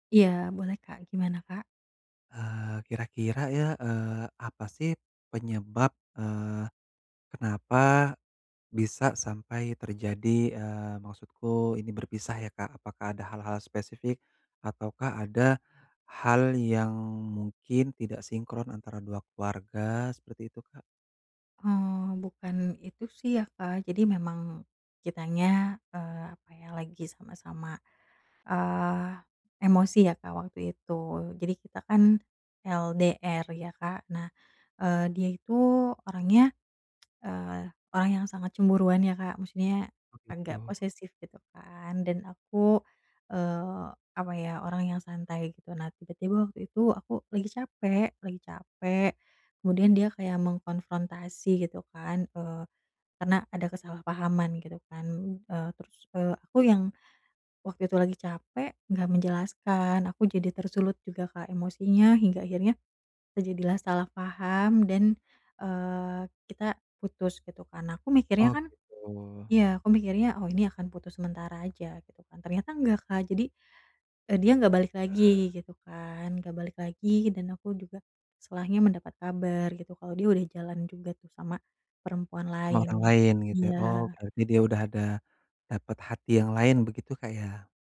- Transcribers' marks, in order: tapping; other background noise
- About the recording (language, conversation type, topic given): Indonesian, advice, Bagaimana cara memproses duka dan harapan yang hilang secara sehat?